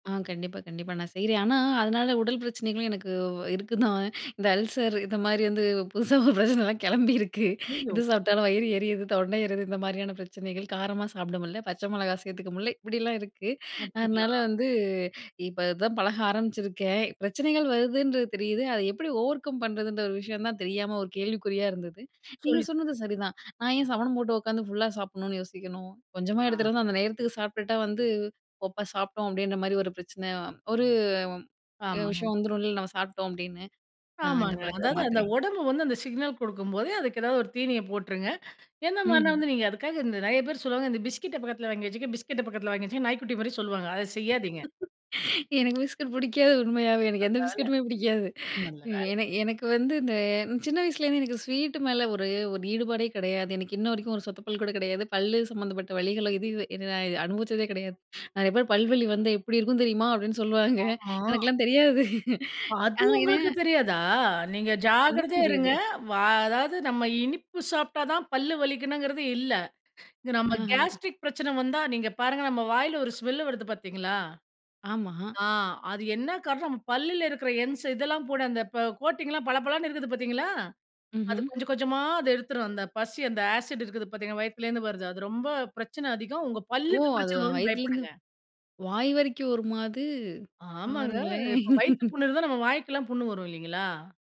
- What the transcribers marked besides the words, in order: laughing while speaking: "இந்த அல்சர் இந்த மாரி வந்து … எரியுது, தொண்டை எரிது"; other noise; in English: "ஓவர்கம்"; unintelligible speech; put-on voice: "இந்த பிஸ்கட்ட பக்கத்தில வாங்கி வச்சுக்கங்க பிஸ்கட்ட பக்கத்தில வாங்கி வச்சுக்கங்க"; laugh; laughing while speaking: "எனக்கு பிஸ்கட் பிடிக்காது உண்மையாவே, எனக்கு எந்த பிஸ்கட்டுமே பிடிக்காது"; laughing while speaking: "எனக்கெல்லாம் தெரியாது"; unintelligible speech; surprised: "ஓ, அது வயித்துலேருந்து, வாய் வரைக்கும் வருமா அது பாருங்களேன்!"; laugh
- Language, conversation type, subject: Tamil, podcast, ஒரு பழக்கத்தை மாற்றிய அனுபவம் என்ன?